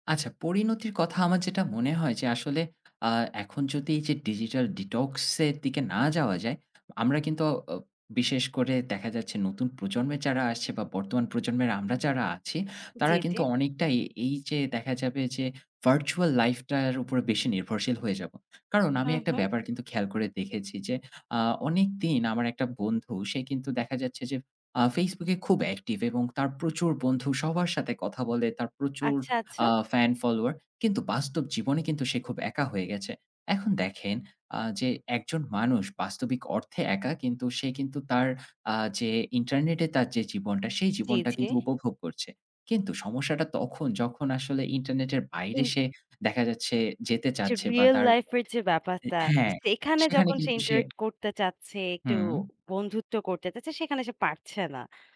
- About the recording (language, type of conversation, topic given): Bengali, podcast, ইমোজি বা স্ট্যাটাসের কারণে কি কখনো ভুল বোঝাবুঝি হয়েছে?
- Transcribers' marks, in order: in English: "digital detox"; in English: "virtual life"; in English: "interact"